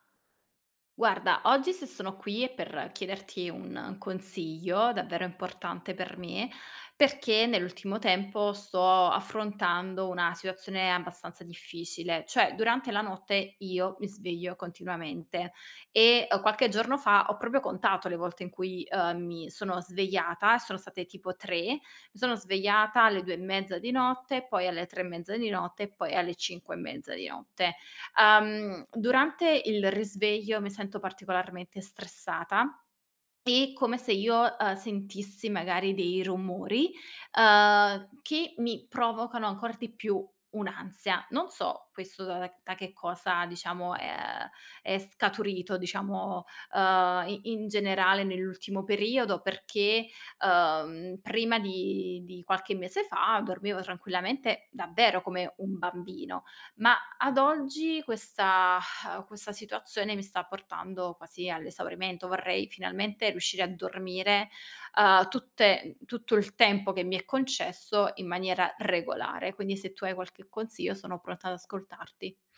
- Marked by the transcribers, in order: exhale
- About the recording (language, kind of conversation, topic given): Italian, advice, Perché mi sveglio ripetutamente durante la notte senza capirne il motivo?